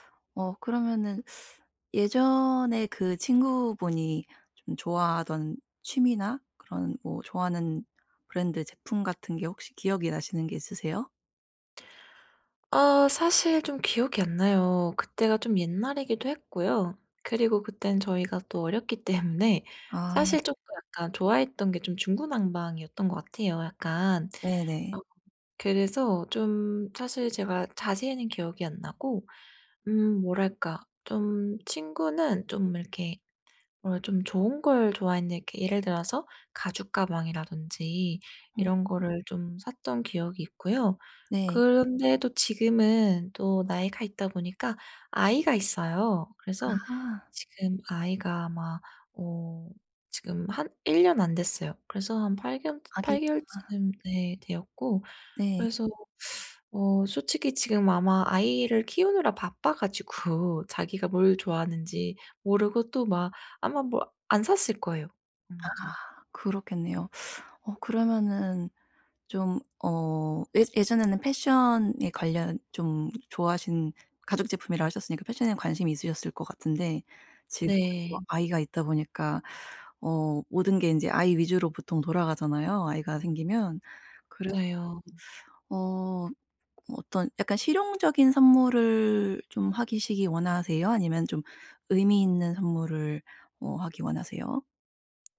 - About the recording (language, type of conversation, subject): Korean, advice, 친구 생일 선물을 예산과 취향에 맞춰 어떻게 고르면 좋을까요?
- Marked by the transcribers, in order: teeth sucking; other background noise; "중구난방이었던" said as "중구낭방이었던"; teeth sucking; teeth sucking; tapping; "하시기" said as "하기시기"